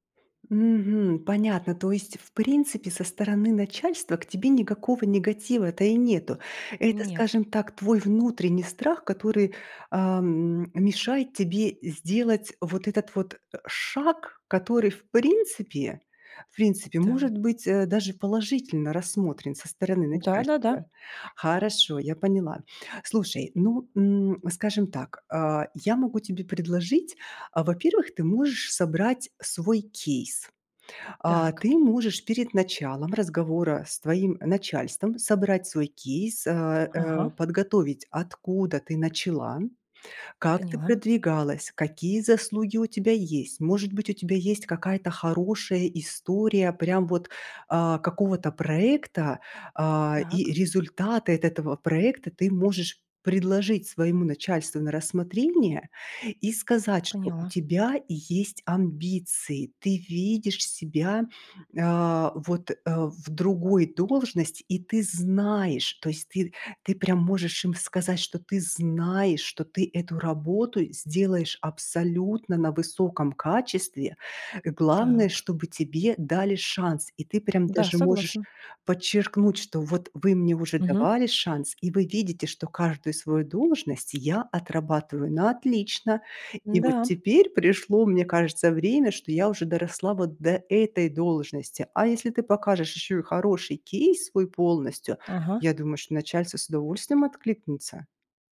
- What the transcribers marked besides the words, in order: tapping; other background noise
- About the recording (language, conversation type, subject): Russian, advice, Как попросить у начальника повышения?